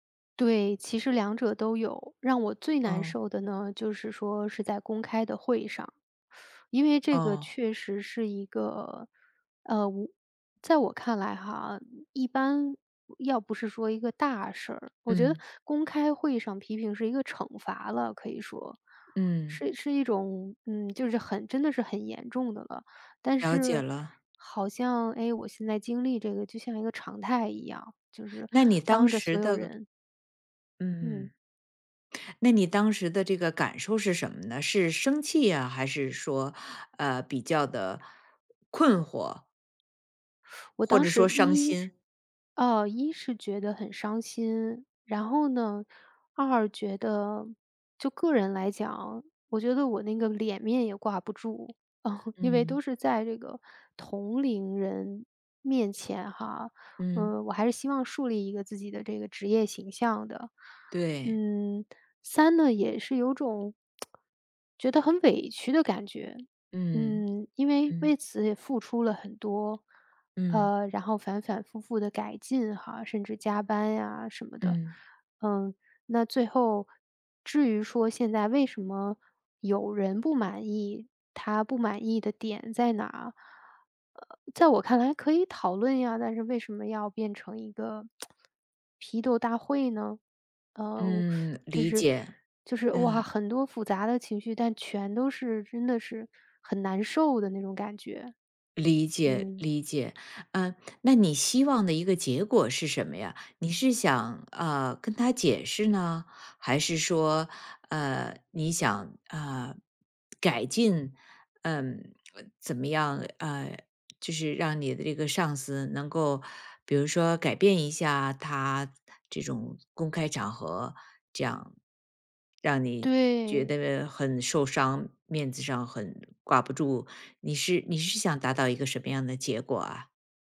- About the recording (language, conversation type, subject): Chinese, advice, 接到批评后我该怎么回应？
- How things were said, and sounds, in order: teeth sucking; chuckle; lip smack; lip smack